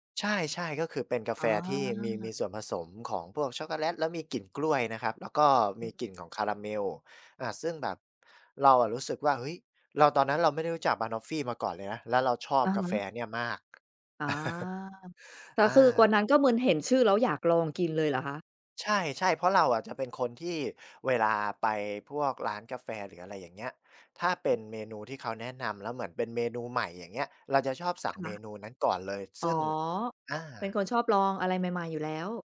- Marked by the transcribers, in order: other background noise; chuckle
- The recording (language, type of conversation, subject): Thai, podcast, งานอดิเรกอะไรที่คุณอยากแนะนำให้คนอื่นลองทำดู?